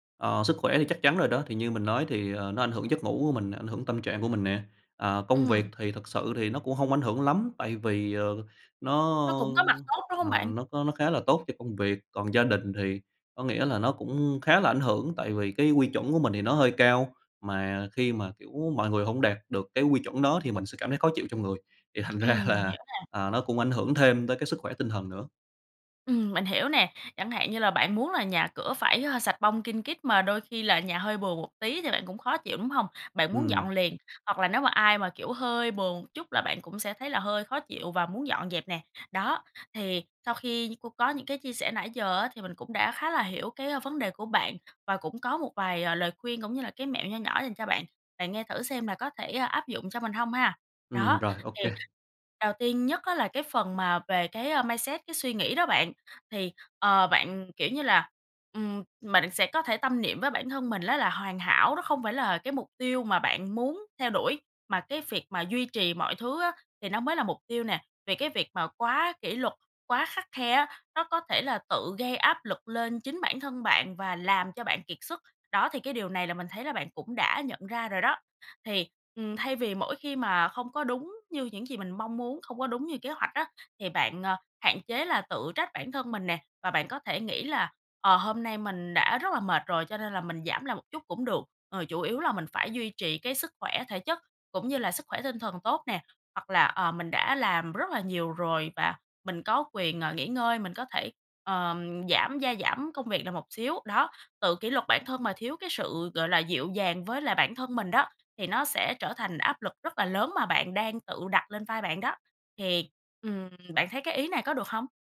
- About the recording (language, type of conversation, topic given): Vietnamese, advice, Bạn đang tự kỷ luật quá khắt khe đến mức bị kiệt sức như thế nào?
- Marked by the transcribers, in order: laughing while speaking: "thành ra là"; in English: "mindset"; other background noise